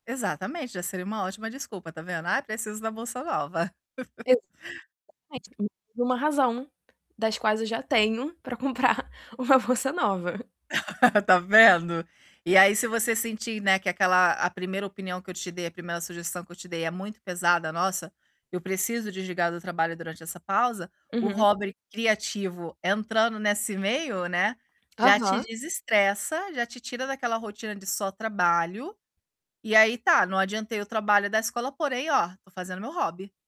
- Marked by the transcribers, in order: chuckle; static; distorted speech; laughing while speaking: "para comprar uma bolsa nova"; laugh; other background noise; tapping
- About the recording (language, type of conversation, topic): Portuguese, advice, Como posso equilibrar meu trabalho com o tempo dedicado a hobbies criativos?